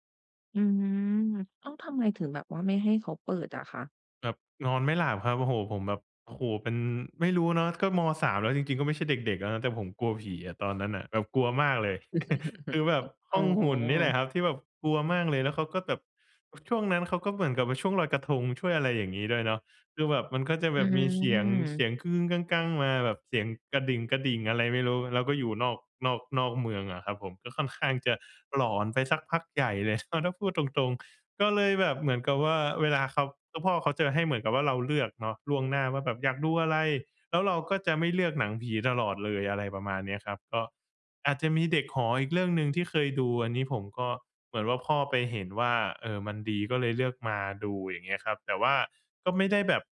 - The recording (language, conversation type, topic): Thai, podcast, ตอนเด็ก ๆ คุณมีความทรงจำเกี่ยวกับการดูหนังกับครอบครัวอย่างไรบ้าง?
- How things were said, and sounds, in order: chuckle; other background noise; chuckle; other noise